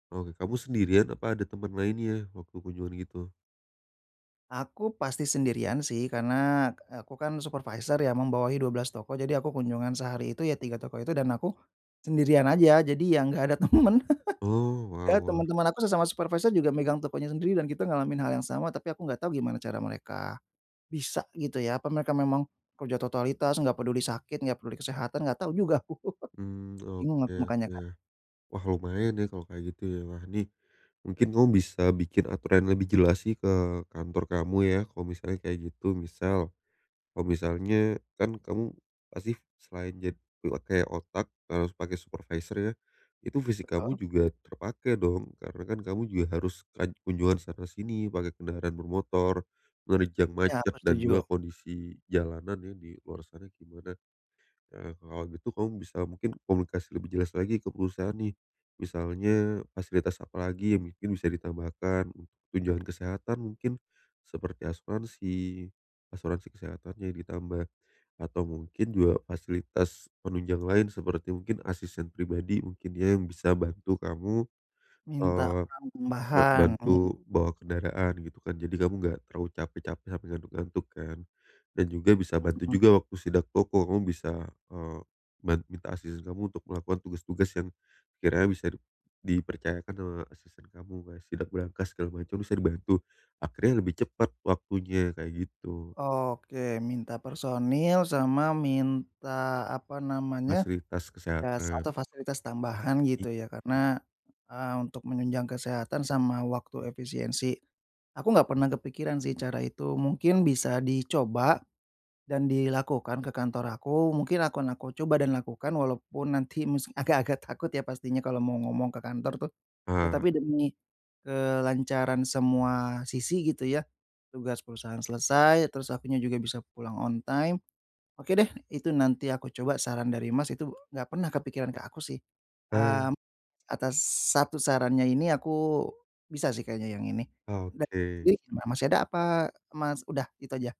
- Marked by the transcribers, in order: tapping; laughing while speaking: "temen"; laugh; laugh; laughing while speaking: "agak-agak takut"; in English: "on time"
- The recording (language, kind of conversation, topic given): Indonesian, advice, Mengapa kamu sering menunda tugas penting untuk mencapai tujuanmu?